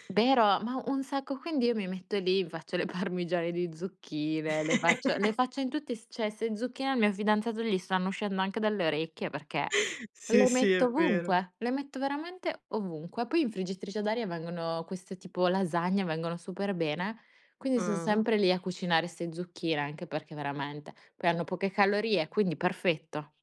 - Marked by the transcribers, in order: laughing while speaking: "parmigiane"; laugh; background speech; other background noise; chuckle
- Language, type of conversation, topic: Italian, unstructured, Come ti senti quando cucini per le persone a cui vuoi bene?